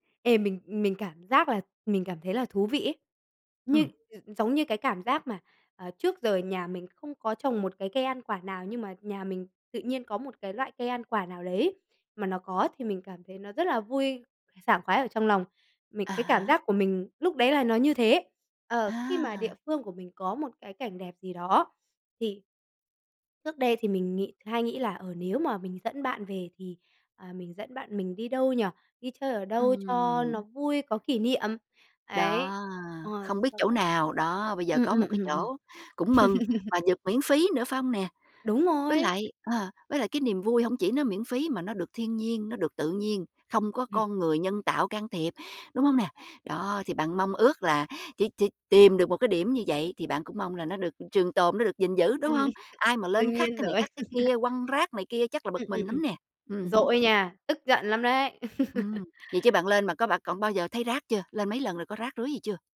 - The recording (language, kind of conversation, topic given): Vietnamese, podcast, Bạn có thể kể về một lần bạn bất ngờ bắt gặp một khung cảnh đẹp ở nơi bạn sống không?
- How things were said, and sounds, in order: tapping; laugh; laugh; other background noise; laugh